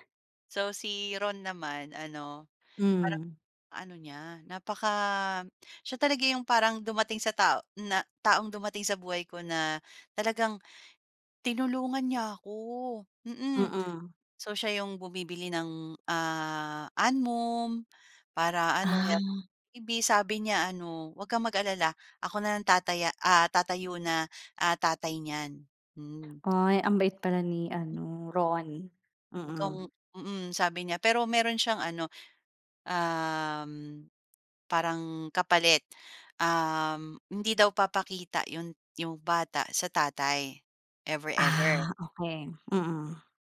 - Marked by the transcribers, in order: wind; tapping; other background noise; in English: "ever, ever"
- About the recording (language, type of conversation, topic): Filipino, podcast, May tao bang biglang dumating sa buhay mo nang hindi mo inaasahan?
- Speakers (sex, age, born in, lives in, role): female, 35-39, Philippines, Philippines, guest; female, 35-39, Philippines, Philippines, host